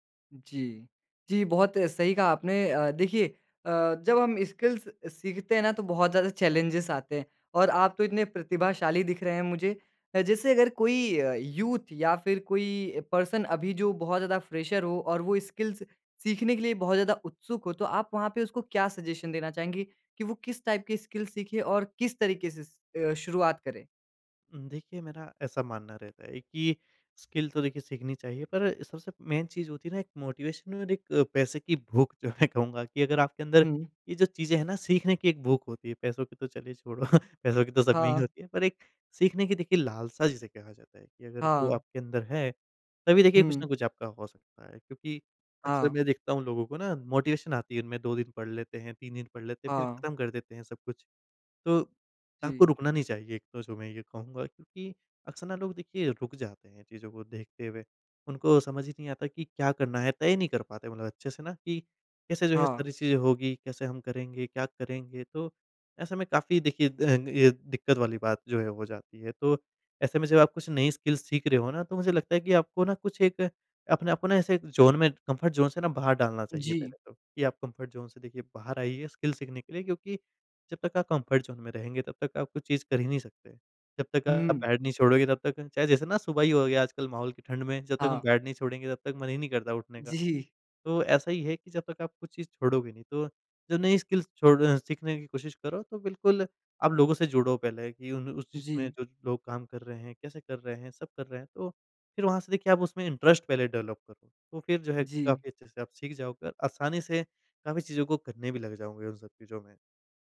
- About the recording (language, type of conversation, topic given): Hindi, podcast, आप कोई नया कौशल सीखना कैसे शुरू करते हैं?
- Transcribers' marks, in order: in English: "स्किल्स"; in English: "चैलेंजेज़"; in English: "यूथ"; in English: "पर्सन"; in English: "फ्रेशर"; in English: "स्किल्स"; in English: "सजेशन"; in English: "टाइप"; in English: "स्किल्स"; in English: "स्किल"; in English: "मोटिवेशन"; laughing while speaking: "मैं"; chuckle; in English: "मोटिवेशन"; in English: "स्किल्स"; in English: "ज़ोन"; in English: "कम्फ़र्ट ज़ोन"; in English: "कम्फ़र्ट ज़ोन"; in English: "स्किल्स"; in English: "कम्फ़र्ट ज़ोन"; laughing while speaking: "जी"; in English: "स्किल्स"; in English: "इंटरेस्ट"; in English: "डेवलप"